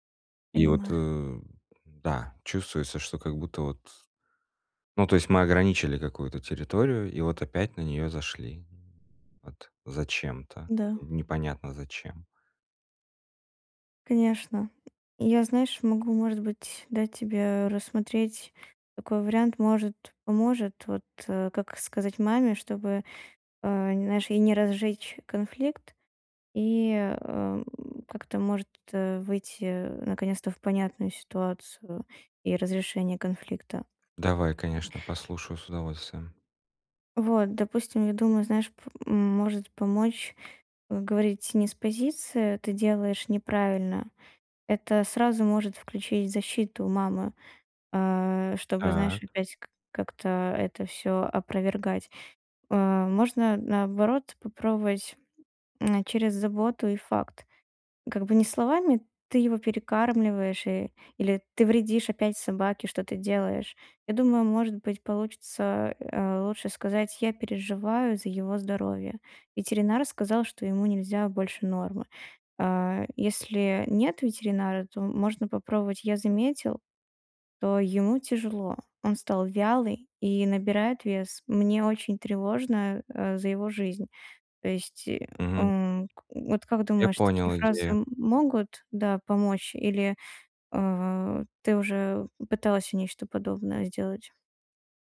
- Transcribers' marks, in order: other background noise; tapping
- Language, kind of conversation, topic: Russian, advice, Как вести разговор, чтобы не накалять эмоции?